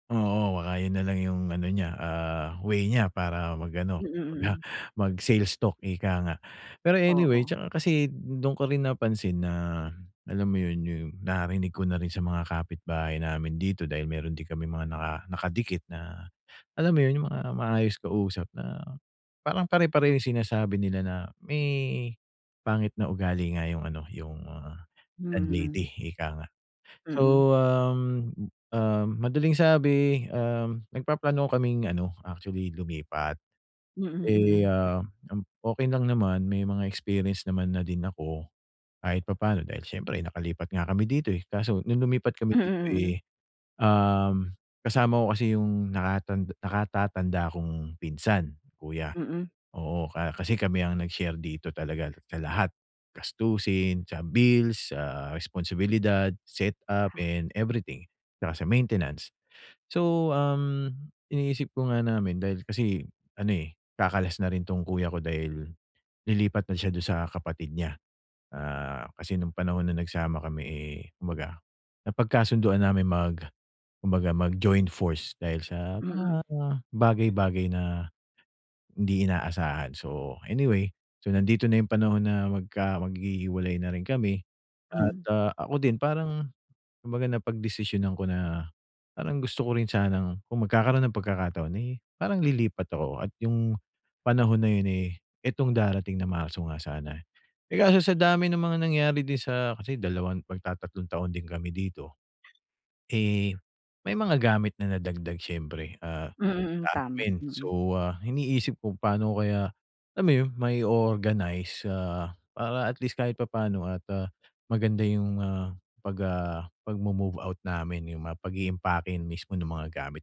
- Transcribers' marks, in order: laughing while speaking: "ah"; throat clearing; in English: "set up and everything"
- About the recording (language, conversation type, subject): Filipino, advice, Paano ko maayos na maaayos at maiimpake ang mga gamit ko para sa paglipat?